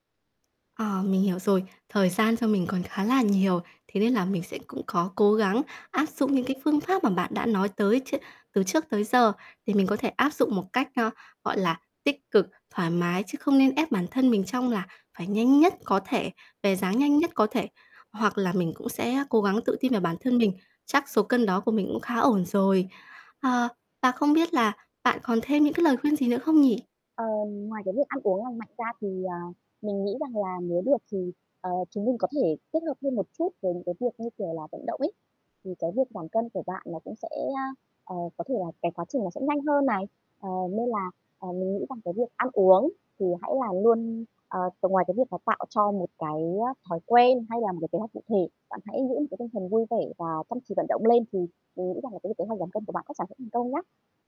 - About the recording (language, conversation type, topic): Vietnamese, advice, Vì sao bạn liên tục thất bại khi cố gắng duy trì thói quen ăn uống lành mạnh?
- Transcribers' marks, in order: other background noise; static